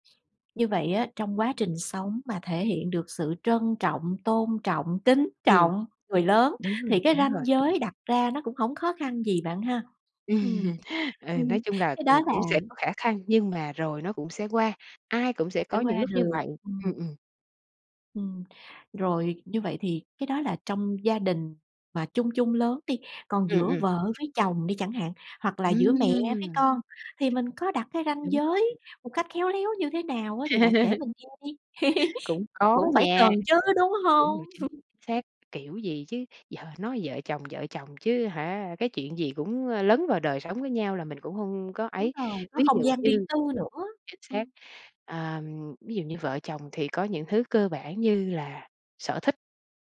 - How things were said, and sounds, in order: other background noise; tapping; laughing while speaking: "Ừm"; unintelligible speech; laugh; laugh; chuckle
- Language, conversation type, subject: Vietnamese, podcast, Làm thế nào để đặt ranh giới với người thân mà vẫn giữ được tình cảm và hòa khí?